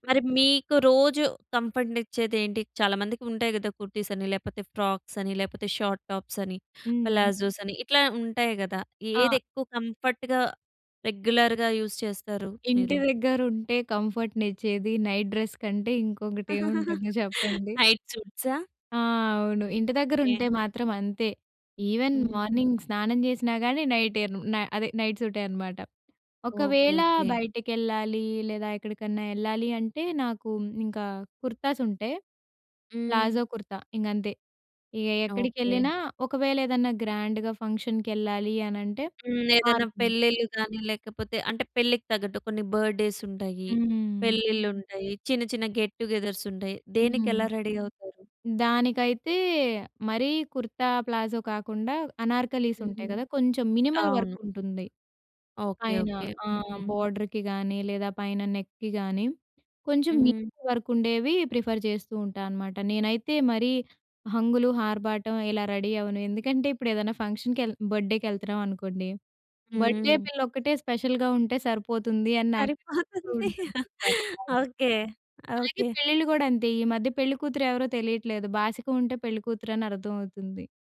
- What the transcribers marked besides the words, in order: other background noise; in English: "కంఫర్ట్‌గా, రెగ్యులర్‌గా యూజ్"; in English: "నైట్ డ్రెస్"; laugh; in English: "నైట్"; in English: "ఈవెన్ మార్నింగ్"; in English: "నైట్"; in Hindi: "ప్లాజో కుర్తా"; in English: "గ్రాండ్‌గా"; in English: "రెడీ"; in English: "మినిమల్"; in English: "బోర్డర్‌కి"; in English: "నెక్‌కి"; in English: "నీట్"; in English: "ప్రిఫర్"; "ఆర్భాటం" said as "హార్బాటం"; in English: "బర్త్‌డే"; in English: "స్పెషల్‌గా"; laughing while speaking: "సరిపోతుంది. ఓకే"; unintelligible speech
- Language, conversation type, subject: Telugu, podcast, సౌకర్యం కంటే స్టైల్‌కి మీరు ముందుగా ఎంత ప్రాధాన్యం ఇస్తారు?